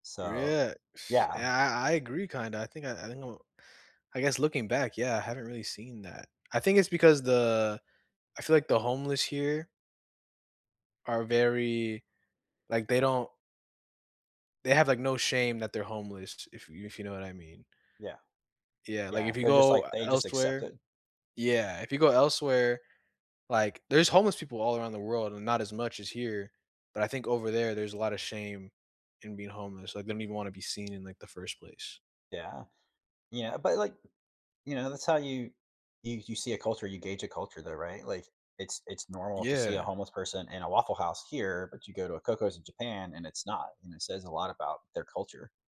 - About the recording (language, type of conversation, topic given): English, unstructured, How does eating local help you map a culture and connect with people?
- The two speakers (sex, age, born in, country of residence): male, 20-24, United States, United States; male, 40-44, United States, United States
- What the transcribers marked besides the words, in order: scoff; tapping